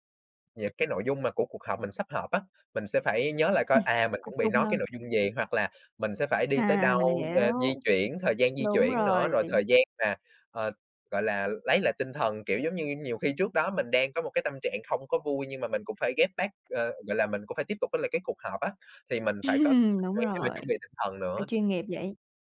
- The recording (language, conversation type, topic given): Vietnamese, podcast, Làm thế nào để cuộc họp không bị lãng phí thời gian?
- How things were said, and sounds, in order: other background noise; in English: "get back"; laugh; unintelligible speech